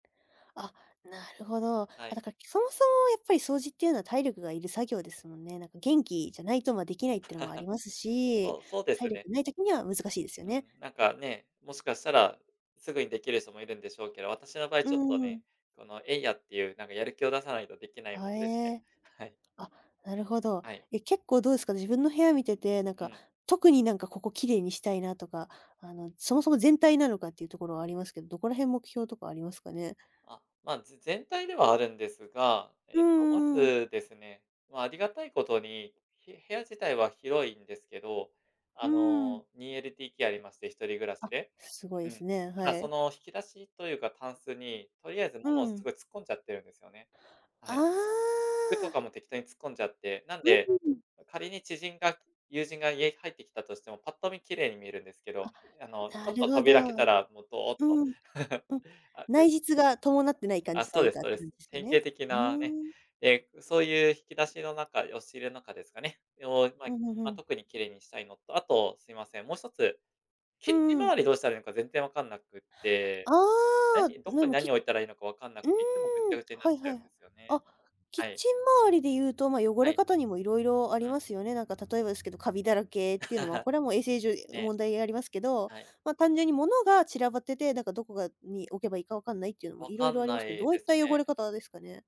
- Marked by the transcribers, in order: laugh; laugh; other background noise; laugh
- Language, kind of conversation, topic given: Japanese, advice, 家事や片付けを習慣化して、部屋を整えるにはどうすればよいですか？